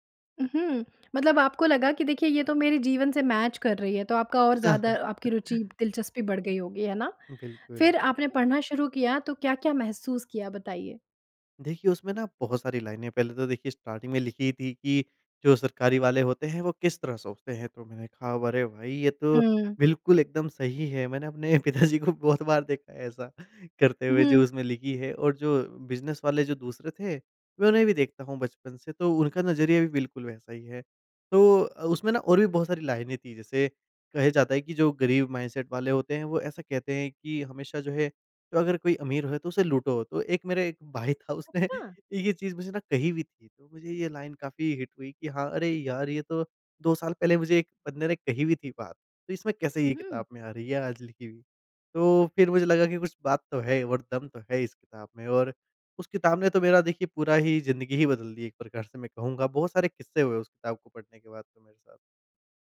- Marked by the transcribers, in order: in English: "मैच"; chuckle; in English: "लाइनें"; in English: "स्टार्टिंग"; laughing while speaking: "पिताजी को बहुत बार देखा है ऐसा करते हुए"; in English: "लाइनें"; in English: "माइंडसेट"; in English: "लाइन"; in English: "हिट"
- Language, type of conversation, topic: Hindi, podcast, क्या किसी किताब ने आपका नज़रिया बदल दिया?